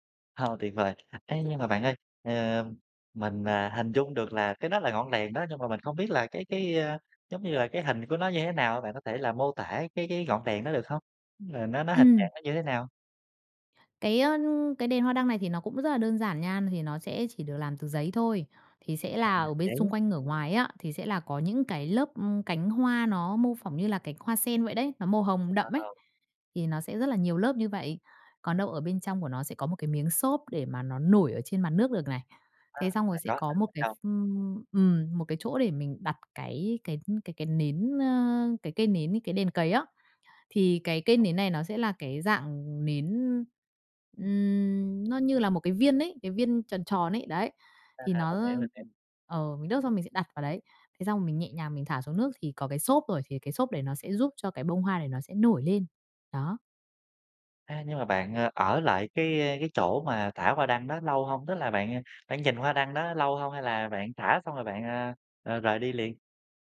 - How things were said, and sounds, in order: tapping; laughing while speaking: "Ờ"; other background noise
- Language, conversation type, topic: Vietnamese, podcast, Bạn có thể kể về một lần bạn thử tham gia lễ hội địa phương không?